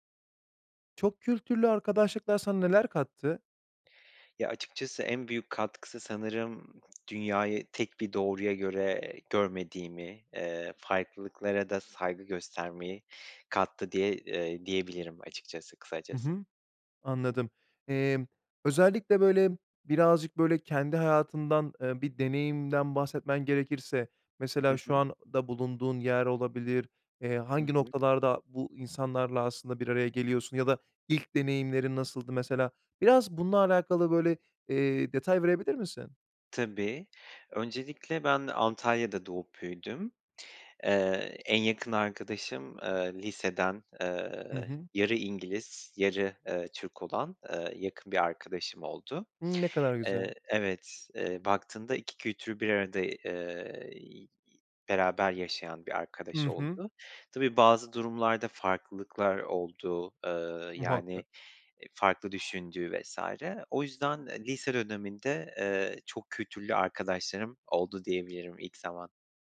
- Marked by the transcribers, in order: tapping; other background noise
- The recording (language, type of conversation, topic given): Turkish, podcast, Çokkültürlü arkadaşlıklar sana neler kattı?